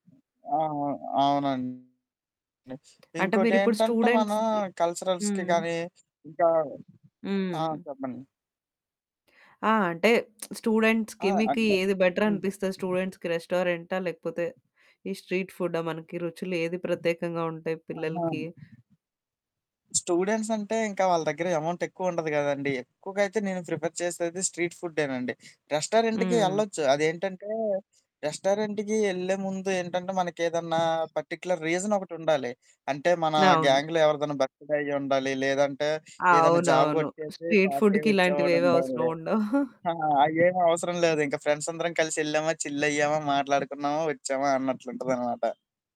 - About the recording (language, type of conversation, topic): Telugu, podcast, స్థానిక వీధి ఆహార రుచులు మీకు ఎందుకు ప్రత్యేకంగా అనిపిస్తాయి?
- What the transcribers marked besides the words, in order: static; distorted speech; other background noise; in English: "కల్చరల్స్‌కి"; in English: "స్టూడెంట్స్‌ది"; lip smack; in English: "స్టూడెంట్స్‌కి"; in English: "స్టూడెంట్స్‌కి"; in English: "స్ట్రీట్"; in English: "ప్రిఫర్"; in English: "స్ట్రీట్"; tapping; in English: "పర్టిక్యులర్"; in English: "గ్యాంగ్‌లో"; in English: "బర్త్‌డే"; in English: "స్ట్రీట్"; in English: "పార్టీ"; giggle; horn